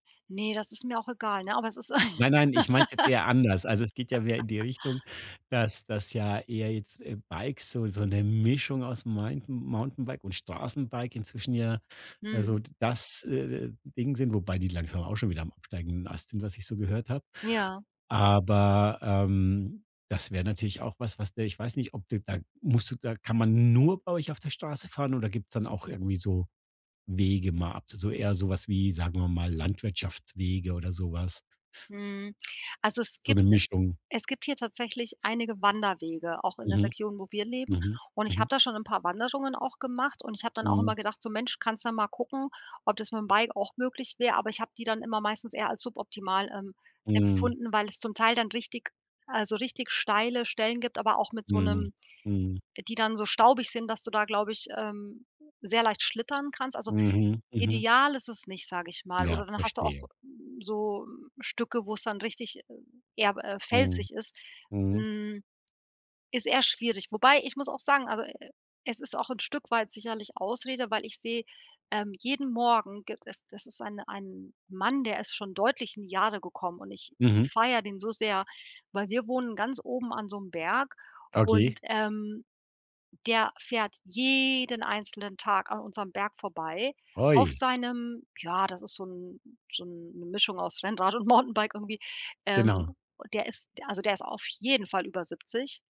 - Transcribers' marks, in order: laughing while speaking: "ein"; laugh; stressed: "nur"; drawn out: "jeden"; laughing while speaking: "Rennrad und"
- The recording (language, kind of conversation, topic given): German, advice, Wie kann ich mich motivieren, mich im Alltag regelmäßig zu bewegen?